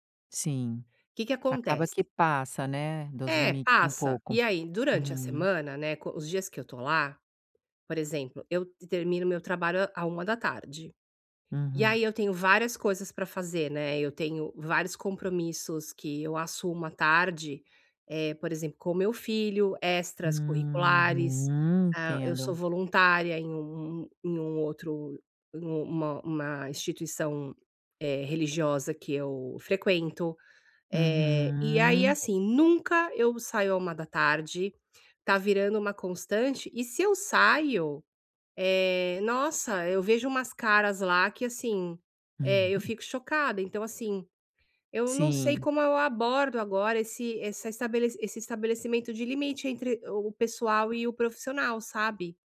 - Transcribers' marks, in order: tapping; drawn out: "Uhum"; drawn out: "Uhum"; chuckle
- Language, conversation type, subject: Portuguese, advice, Como posso estabelecer limites claros entre o trabalho e a vida pessoal?